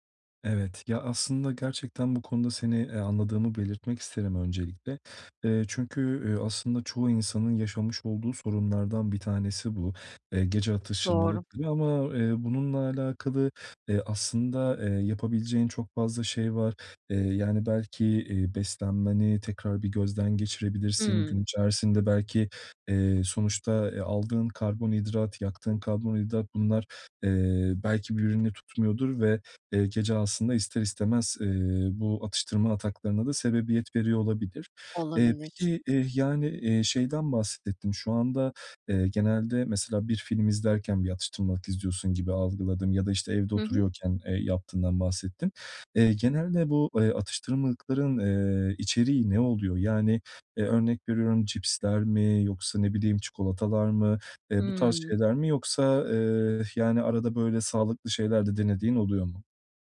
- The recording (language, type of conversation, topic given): Turkish, advice, Sağlıklı atıştırmalık seçerken nelere dikkat etmeli ve porsiyon miktarını nasıl ayarlamalıyım?
- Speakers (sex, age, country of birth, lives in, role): female, 35-39, Turkey, Greece, user; male, 30-34, Turkey, Portugal, advisor
- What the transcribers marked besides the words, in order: other background noise